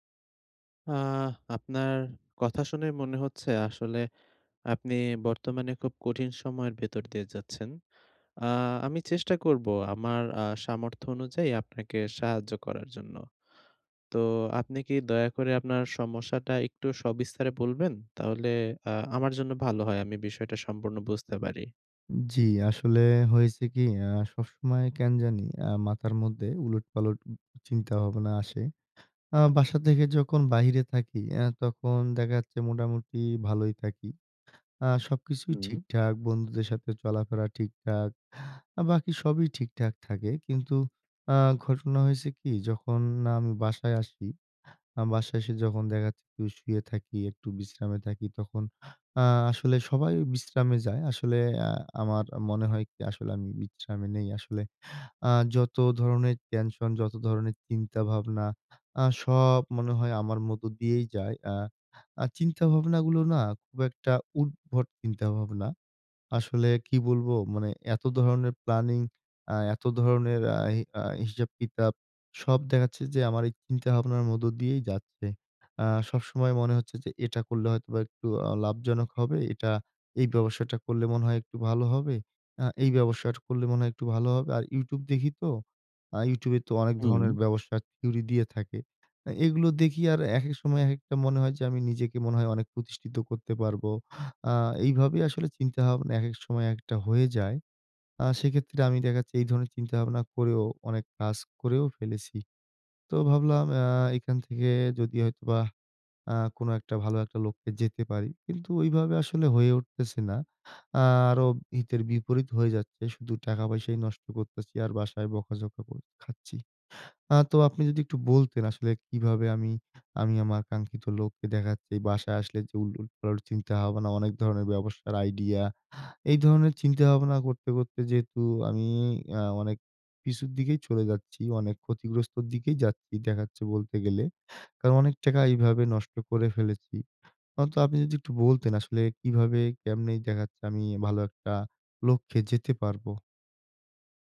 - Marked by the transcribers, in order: in English: "থিওরি"
- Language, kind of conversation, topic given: Bengali, advice, বাড়িতে থাকলে কীভাবে উদ্বেগ কমিয়ে আরাম করে থাকতে পারি?